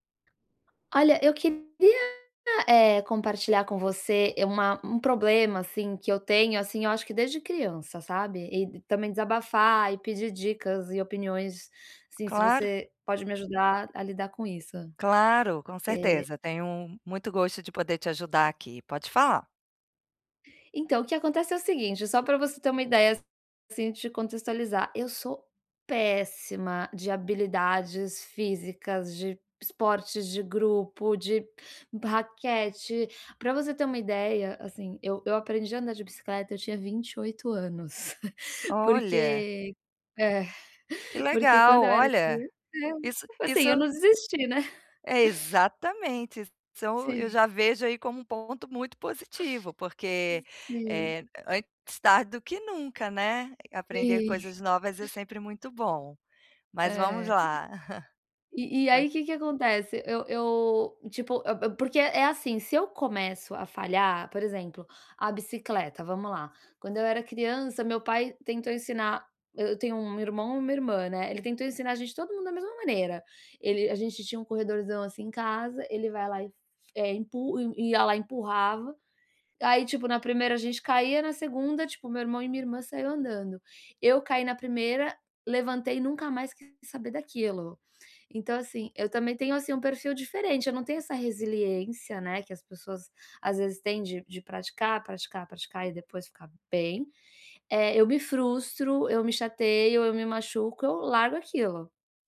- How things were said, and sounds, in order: tapping; other background noise; stressed: "péssima"; chuckle; unintelligible speech; chuckle; laughing while speaking: "Sim"; chuckle
- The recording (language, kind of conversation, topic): Portuguese, advice, Como posso aprender novas habilidades sem ficar frustrado?